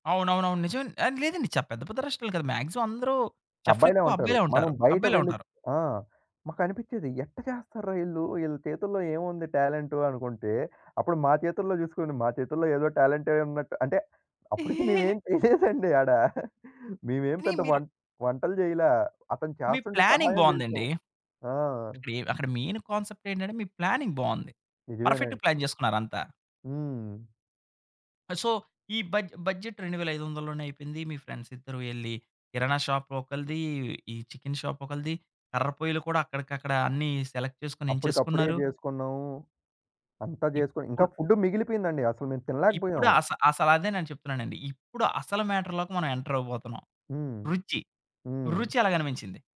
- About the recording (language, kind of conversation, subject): Telugu, podcast, తక్కువ బడ్జెట్‌లో ఆకట్టుకునే విందును ఎలా ఏర్పాటు చేస్తారు?
- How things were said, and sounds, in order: in English: "మాక్సిమం"; chuckle; laughing while speaking: "మేమేమి చేయలేదండి ఆడ. మేమేం"; in English: "ప్లానింగ్"; in English: "మెయిన్ కాన్సెప్ట్"; in English: "ప్లానింగ్"; in English: "పర్ఫెక్ట్‌గా ప్లాన్"; in English: "సో"; in English: "బడ్జె బడ్జెట్"; in English: "ఫ్రెండ్స్"; in English: "సెలెక్ట్"; in English: "ఫుడ్"; in English: "మ్యాటర్‌లోకి"; in English: "ఎంటర్"